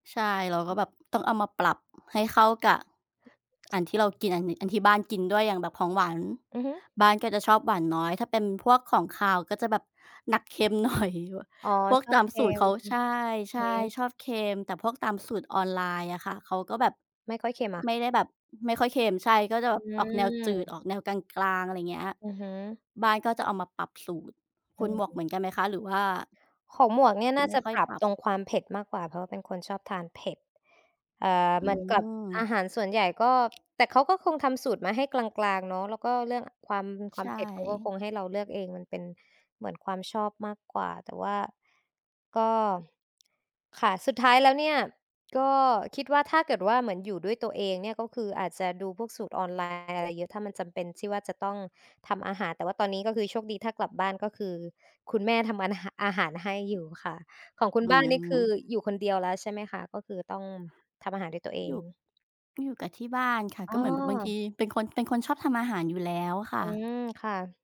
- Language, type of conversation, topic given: Thai, unstructured, คุณเคยลองทำอาหารตามสูตรอาหารออนไลน์หรือไม่?
- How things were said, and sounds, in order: other background noise; laughing while speaking: "หน่อย"; unintelligible speech; background speech